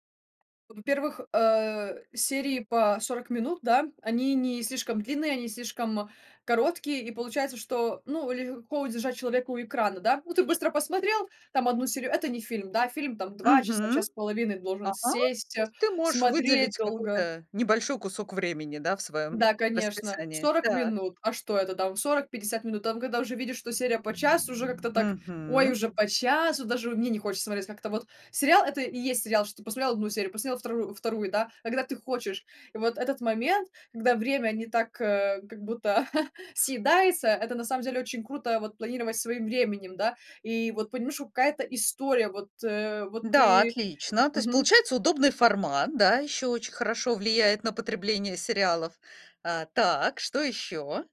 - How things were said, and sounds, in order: other background noise; chuckle
- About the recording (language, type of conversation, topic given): Russian, podcast, Почему люди всё чаще смотрят сериалы подряд, без перерывов?